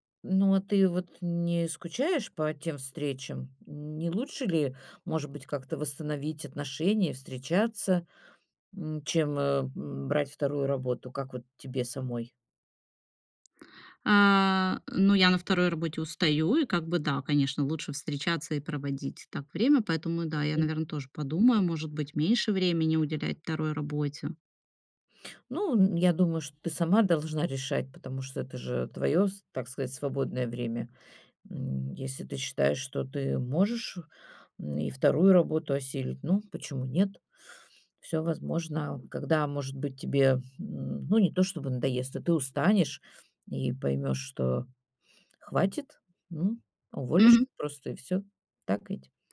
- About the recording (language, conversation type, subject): Russian, podcast, Как вы выстраиваете границы между работой и отдыхом?
- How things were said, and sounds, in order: none